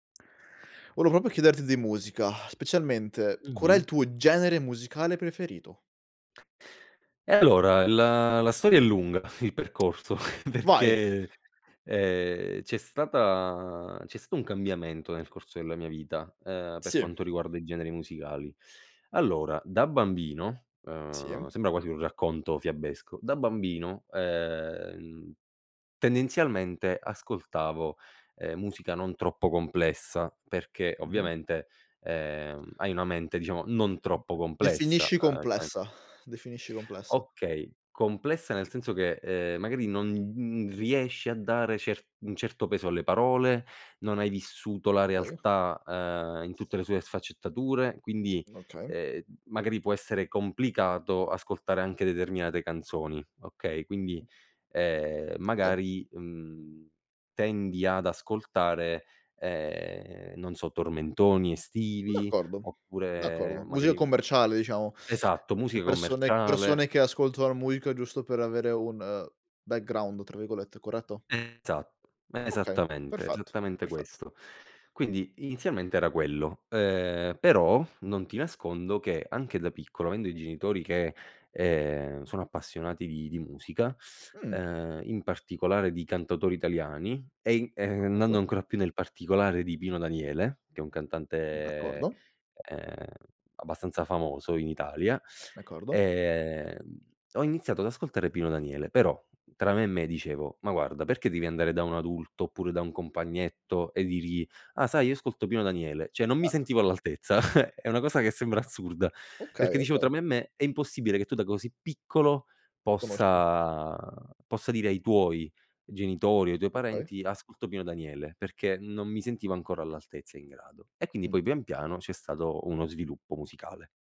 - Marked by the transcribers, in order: tsk; chuckle; other noise; unintelligible speech; "Okay" said as "kay"; other background noise; tapping; "musica" said as "muica"; in English: "background"; teeth sucking; "Cioè" said as "ceh"; chuckle
- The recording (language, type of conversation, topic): Italian, podcast, Come hai scoperto qual è il tuo genere musicale preferito?